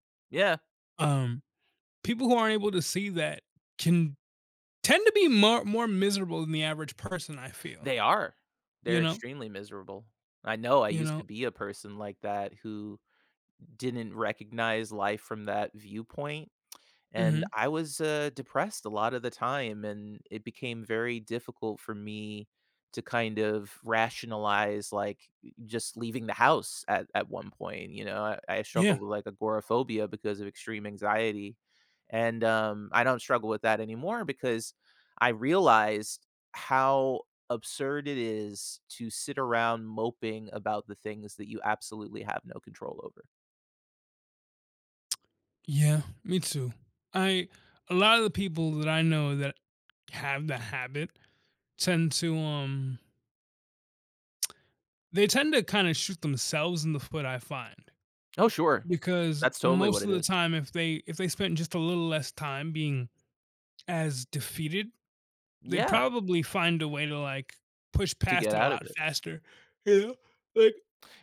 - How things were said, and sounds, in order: tsk
- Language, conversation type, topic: English, unstructured, How can we use shared humor to keep our relationship close?